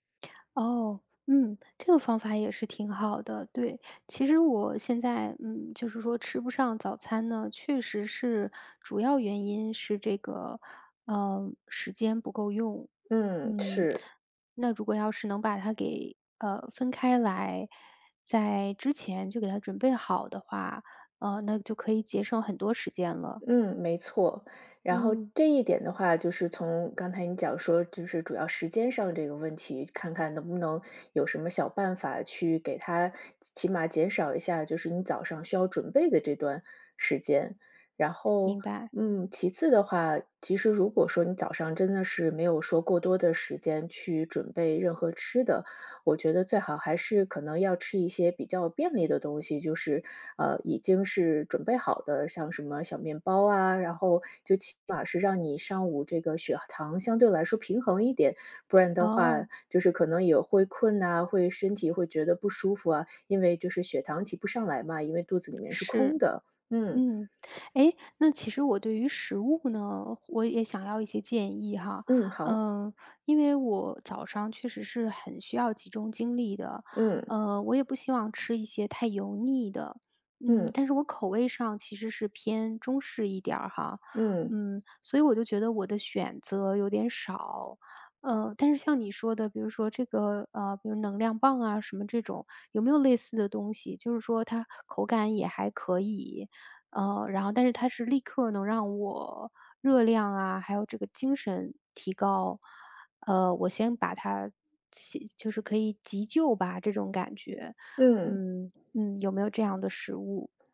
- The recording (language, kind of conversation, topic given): Chinese, advice, 不吃早餐会让你上午容易饿、注意力不集中吗？
- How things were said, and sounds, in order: tapping; other background noise